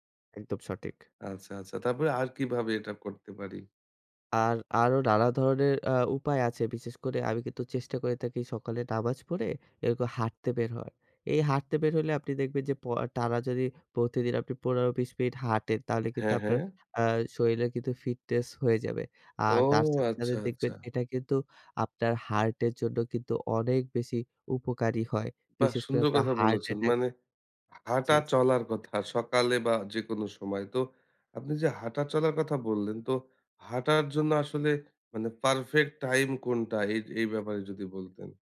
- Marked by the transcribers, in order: "শরীরে" said as "শরীলে"
- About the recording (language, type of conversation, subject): Bengali, podcast, জিমে না গিয়ে কীভাবে ফিট থাকা যায়?